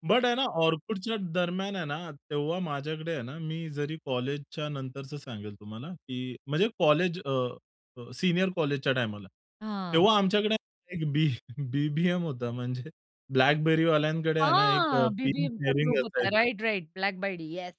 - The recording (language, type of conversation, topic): Marathi, podcast, ट्रेंड फॉलो करायचे की ट्रेंड बनायचे?
- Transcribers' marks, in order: other background noise; laughing while speaking: "बी BBM होता म्हणजे"; tapping; anticipating: "हां"; in English: "ग्रुप"; in English: "शेअरिंग"